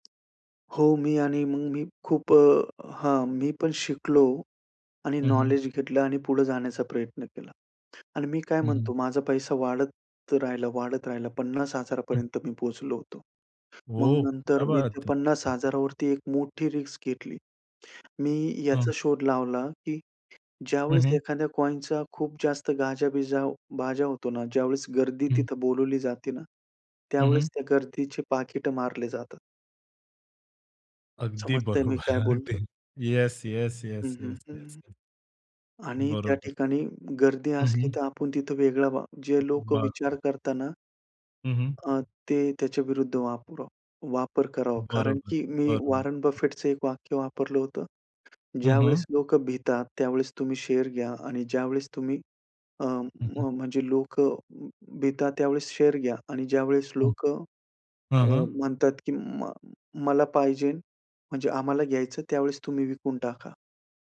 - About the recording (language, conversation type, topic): Marathi, podcast, अपयश आलं तर तुम्ही पुढे कसे जाता?
- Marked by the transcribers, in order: tapping; other background noise; in Hindi: "क्या बात है!"; in English: "रिस्क"; laughing while speaking: "बरोबर. अगदी"; other noise; in English: "शेअर"; in English: "शेअर"